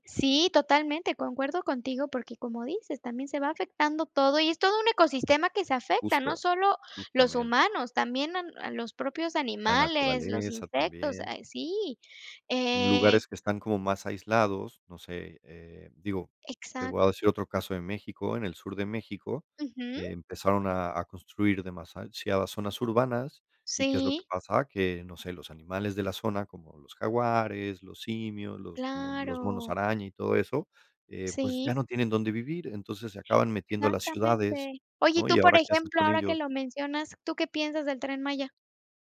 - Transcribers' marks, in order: drawn out: "Claro"
- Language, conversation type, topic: Spanish, unstructured, ¿Por qué debemos respetar las áreas naturales cercanas?